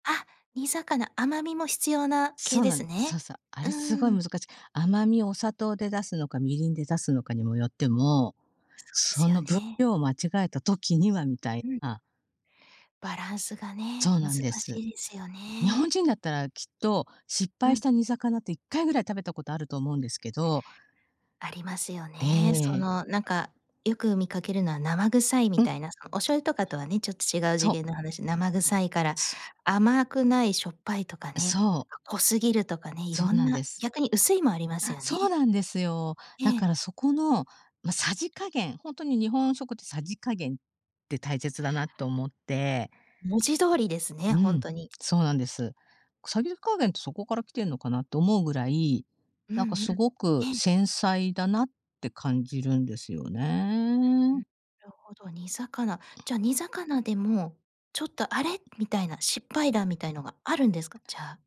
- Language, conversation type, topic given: Japanese, podcast, 料理で失敗したことはありますか？
- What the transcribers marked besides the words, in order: other background noise; "匙加減" said as "さぎかげん"; tapping